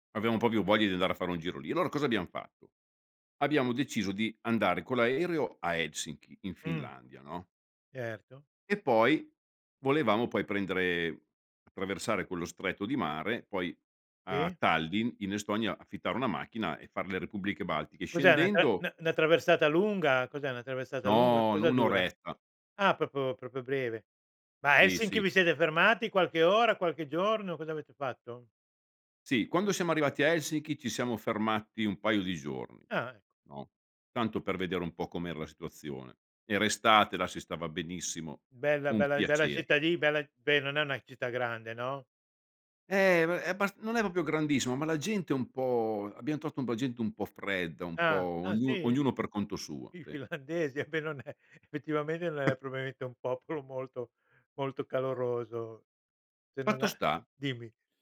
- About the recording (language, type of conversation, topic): Italian, podcast, Raccontami di una volta in cui ti sei perso durante un viaggio: com’è andata?
- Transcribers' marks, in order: "proprio" said as "popio"; "proprio-" said as "propio"; "proprio" said as "propio"; "proprio" said as "popio"; laughing while speaking: "finlandesi a me non è"; chuckle